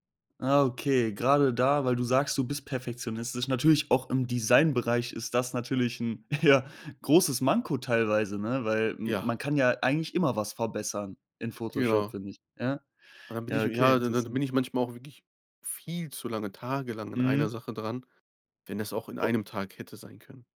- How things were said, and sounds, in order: laughing while speaking: "ja"; drawn out: "viel"
- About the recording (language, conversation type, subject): German, podcast, Welche kleinen Schritte können deine Kreativität fördern?